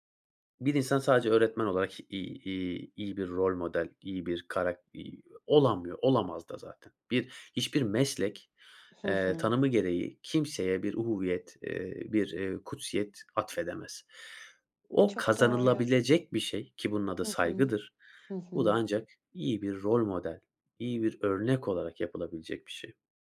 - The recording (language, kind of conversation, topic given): Turkish, podcast, Hayatını en çok etkileyen öğretmenini anlatır mısın?
- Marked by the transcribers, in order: none